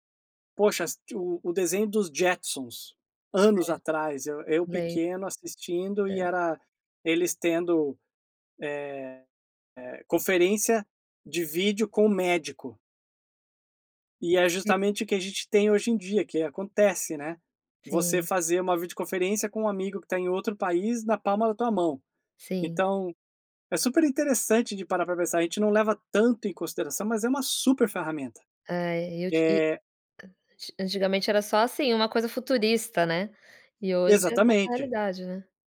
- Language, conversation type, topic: Portuguese, podcast, Como o celular te ajuda ou te atrapalha nos estudos?
- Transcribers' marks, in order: none